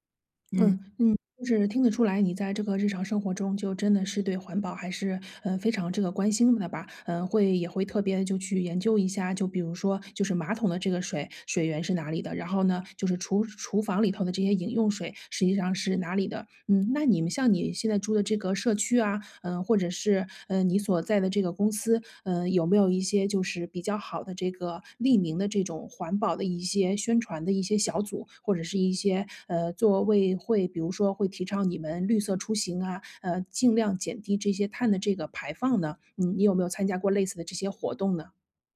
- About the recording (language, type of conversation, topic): Chinese, podcast, 怎样才能把环保习惯长期坚持下去？
- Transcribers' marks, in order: other background noise